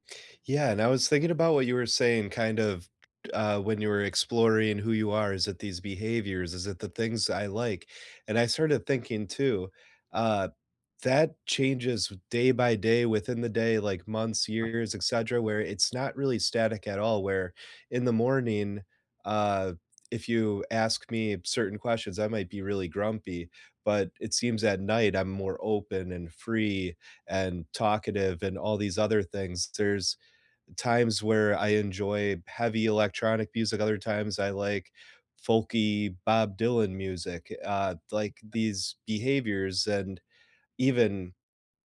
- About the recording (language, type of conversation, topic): English, unstructured, Can being true to yourself ever feel risky?
- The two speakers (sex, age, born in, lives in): male, 30-34, United States, United States; male, 35-39, United States, United States
- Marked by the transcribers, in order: tapping; other background noise